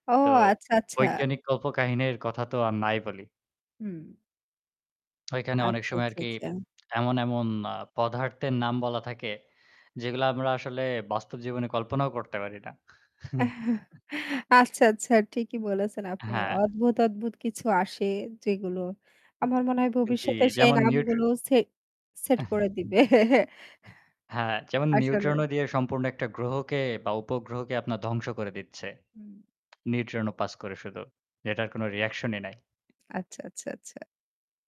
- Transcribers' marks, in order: chuckle; laughing while speaking: "আচ্ছা, আচ্ছা"; chuckle; static; "নিউট্রন" said as "নিউট্র"; chuckle; laughing while speaking: "সেট করে দিবে"; lip smack
- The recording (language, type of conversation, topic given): Bengali, unstructured, আপনি কীভাবে পড়াশোনাকে আরও মজাদার করে তুলতে পারেন?